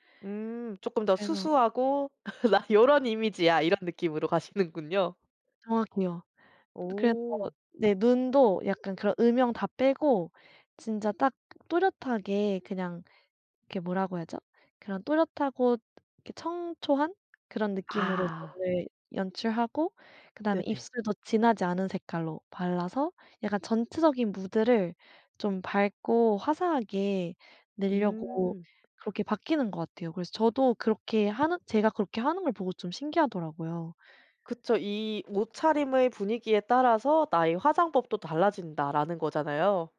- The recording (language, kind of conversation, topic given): Korean, podcast, 첫인상을 좋게 하려면 옷은 어떻게 입는 게 좋을까요?
- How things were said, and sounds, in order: laughing while speaking: "'나 요런 이미지야.' 이런 느낌으로 가시는군요"; other background noise